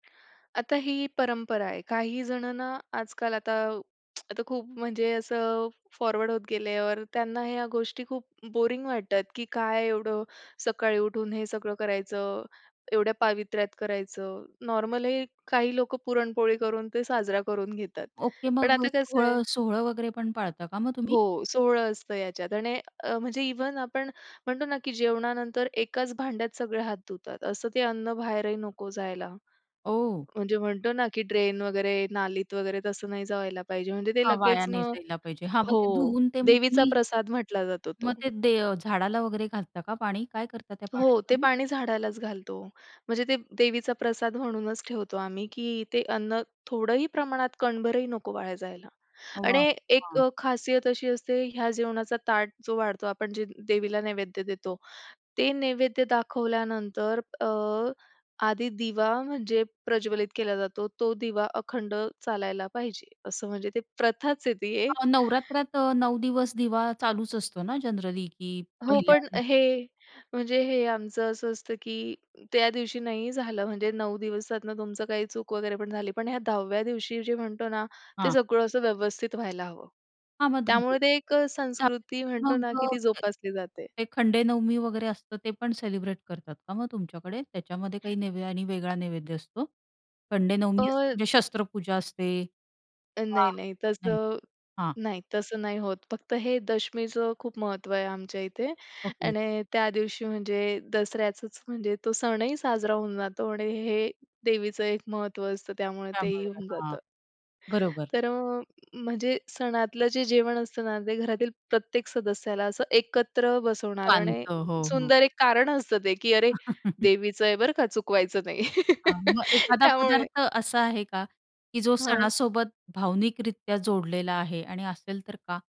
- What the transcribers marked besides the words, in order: other background noise; in English: "फॉरवर्ड"; in English: "नॉर्मल"; in English: "इव्हन"; in English: "ड्रेन"; tapping; chuckle; laugh
- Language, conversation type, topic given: Marathi, podcast, सणासुदीला बनवलेलं जेवण तुमच्यासाठी काय अर्थ ठेवतं?
- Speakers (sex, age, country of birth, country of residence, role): female, 25-29, India, India, guest; female, 35-39, India, India, host